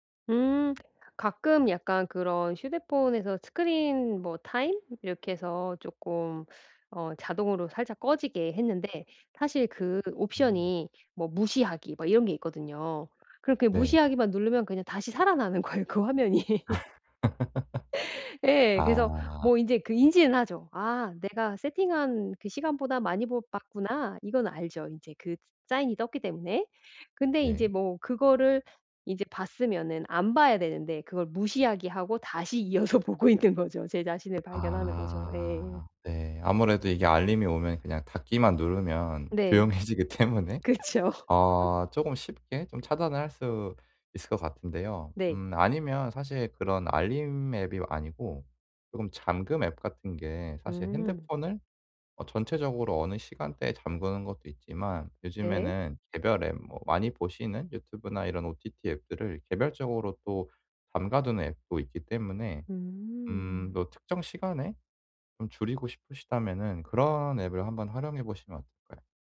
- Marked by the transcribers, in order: other background noise; laughing while speaking: "거예요 그 화면이"; laugh; laughing while speaking: "이어서 보고 있는 거죠"; tapping; laughing while speaking: "조용해지기 때문에"; laughing while speaking: "그쵸"; laugh
- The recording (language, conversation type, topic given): Korean, advice, 디지털 미디어 때문에 집에서 쉴 시간이 줄었는데, 어떻게 하면 여유를 되찾을 수 있을까요?